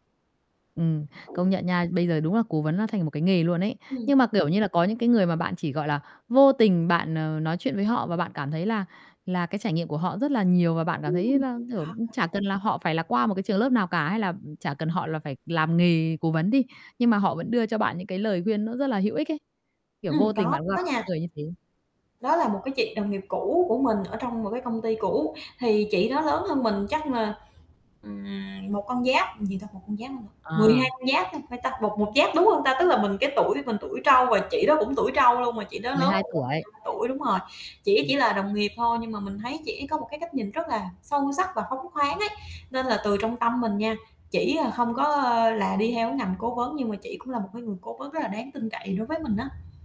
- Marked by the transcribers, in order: static; other background noise; mechanical hum; distorted speech; tapping
- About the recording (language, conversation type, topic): Vietnamese, podcast, Bạn thường tìm cố vấn ở đâu ngoài nơi làm việc?